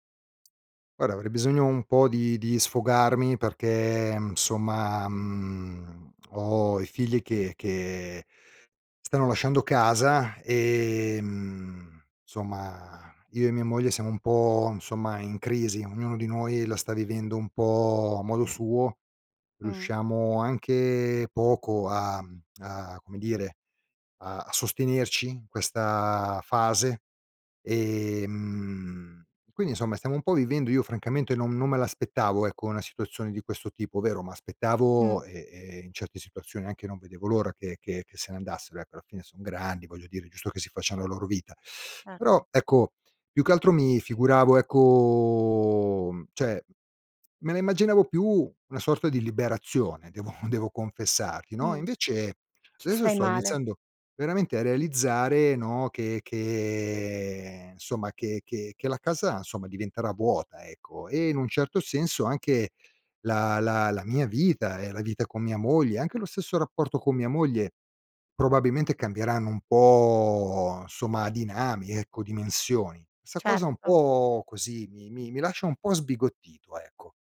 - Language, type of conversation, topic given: Italian, advice, Come ti senti quando i tuoi figli lasciano casa e ti trovi ad affrontare la sindrome del nido vuoto?
- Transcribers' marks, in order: other background noise; drawn out: "ecco"; "cioè" said as "ceh"; "adesso" said as "deso"; drawn out: "che"